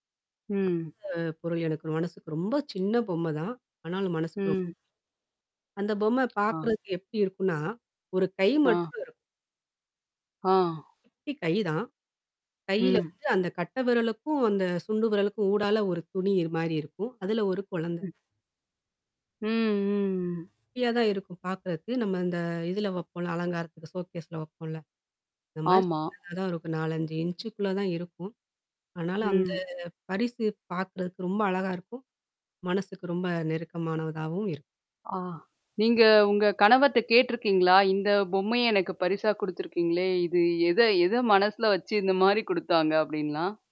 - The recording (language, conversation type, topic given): Tamil, podcast, வீட்டில் உள்ள சின்னச் சின்ன பொருள்கள் உங்கள் நினைவுகளை எப்படிப் பேணிக்காக்கின்றன?
- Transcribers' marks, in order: static; tapping; distorted speech; other background noise; in English: "ஷோக்கேஸ்ல"; mechanical hum